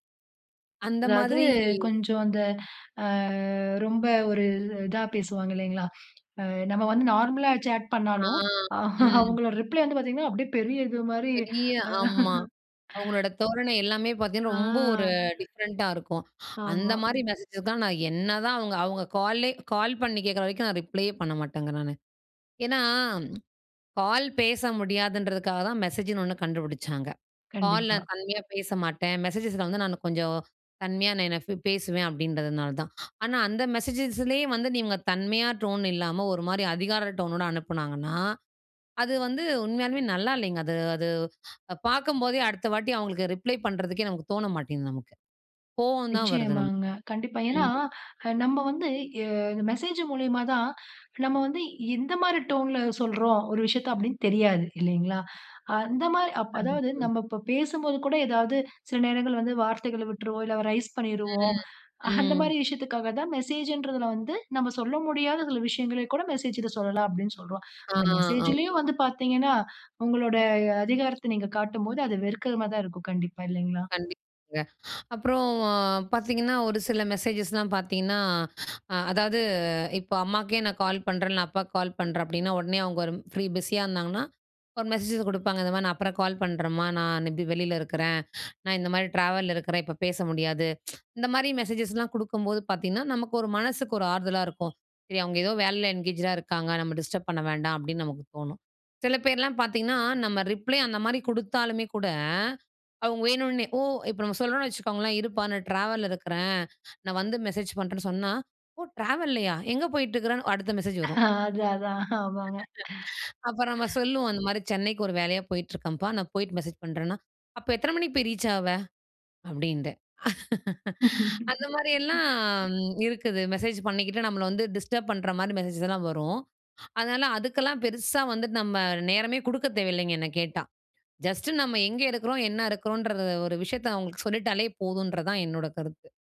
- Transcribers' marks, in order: drawn out: "அ"; in English: "சேட்"; drawn out: "ஆ"; other background noise; laugh; laugh; in English: "டிஃப்ரெண்ட்டா"; drawn out: "ஆ"; in English: "ரிப்ளையே"; in English: "டோன்"; in English: "டோனோட"; in English: "ரிப்ளை"; in English: "டோன்ல"; tapping; "ஆமா" said as "அம்மா"; other noise; in English: "என்கேஜ்டா"; in English: "டிஸ்டர்ப்"; in English: "ரிப்ளே"; in English: "ட்ராவல்ல"; in English: "ட்ராவல்லையா?"; chuckle; laugh; in English: "ரீச்"; laugh; in English: "டிஸ்டர்ப்"; in English: "ஜஸ்ட்"
- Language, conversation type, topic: Tamil, podcast, மொபைலில் வரும் செய்திகளுக்கு பதில் அளிக்க வேண்டிய நேரத்தை நீங்கள் எப்படித் தீர்மானிக்கிறீர்கள்?